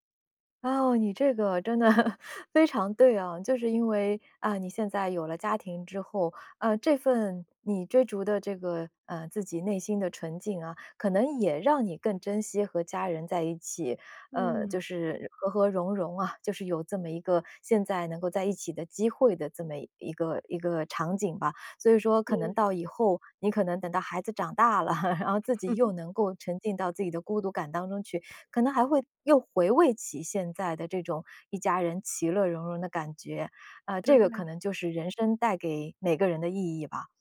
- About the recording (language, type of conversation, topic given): Chinese, podcast, 你怎么看待独自旅行中的孤独感？
- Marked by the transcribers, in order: chuckle; chuckle; tapping